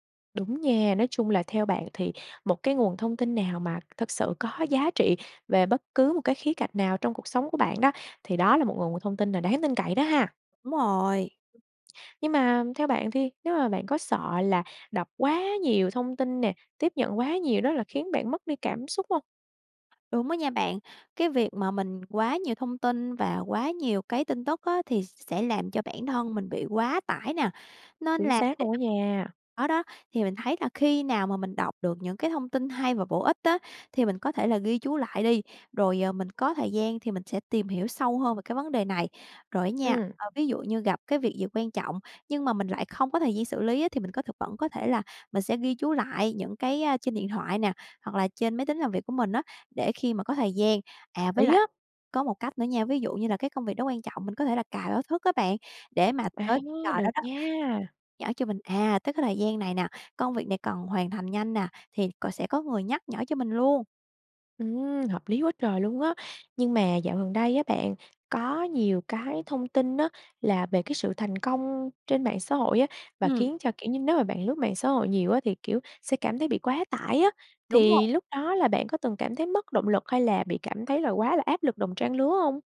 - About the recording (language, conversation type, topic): Vietnamese, podcast, Bạn đối phó với quá tải thông tin ra sao?
- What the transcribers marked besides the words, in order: other background noise; tapping; unintelligible speech